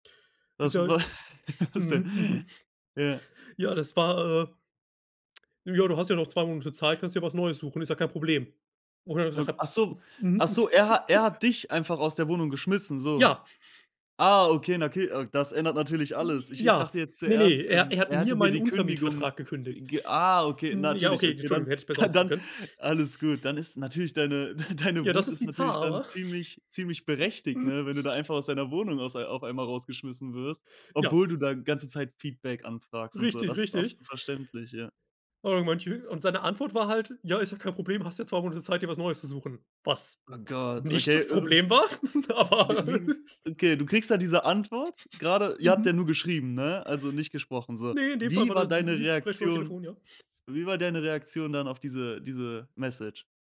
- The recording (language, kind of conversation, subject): German, podcast, Wie hat ein Umzug dein Leben verändert?
- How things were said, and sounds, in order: laugh; tongue click; laugh; chuckle; laughing while speaking: "deine"; laugh; laughing while speaking: "Was nicht das Problem war, aber"; laugh; in English: "Message?"